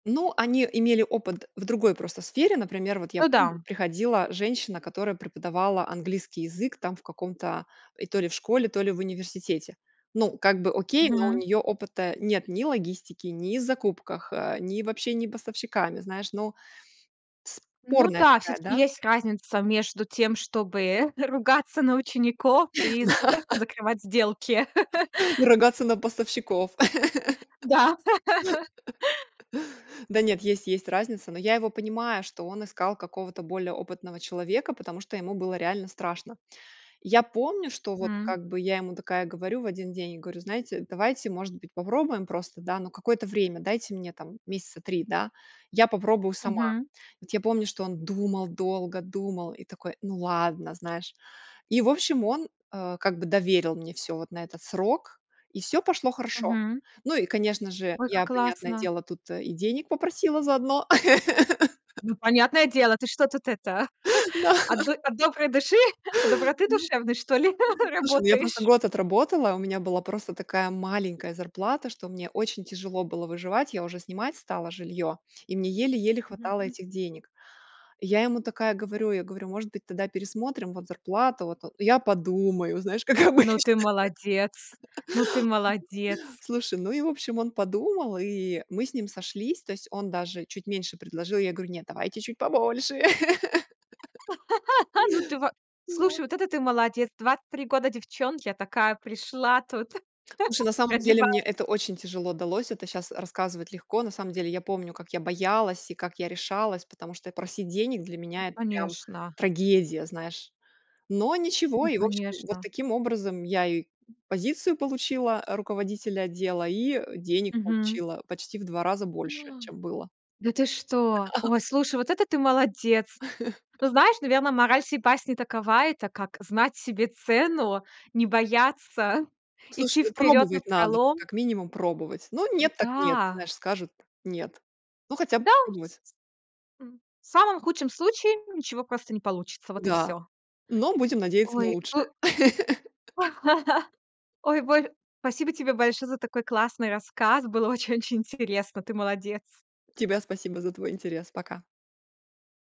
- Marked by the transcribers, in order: laughing while speaking: "ругаться"; laughing while speaking: "Да"; tapping; laugh; other background noise; laugh; laugh; laughing while speaking: "Да"; chuckle; chuckle; laughing while speaking: "как обычно"; laugh; put-on voice: "давайте чуть побольше"; laugh; chuckle; inhale; surprised: "А! Да ты что?"; laughing while speaking: "Да"; laugh; laugh
- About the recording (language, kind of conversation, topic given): Russian, podcast, Как произошёл ваш первый серьёзный карьерный переход?